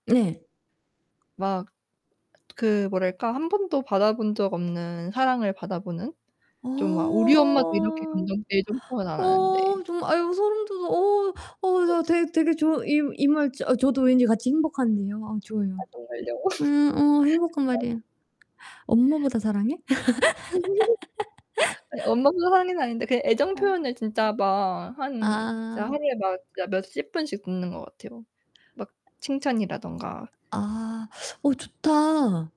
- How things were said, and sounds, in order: tapping; distorted speech; drawn out: "어"; unintelligible speech; laughing while speaking: "정말요?"; laugh; other background noise; laugh; unintelligible speech; laugh; static
- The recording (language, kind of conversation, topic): Korean, unstructured, 연애할 때 가장 중요하다고 생각하는 것은 무엇인가요?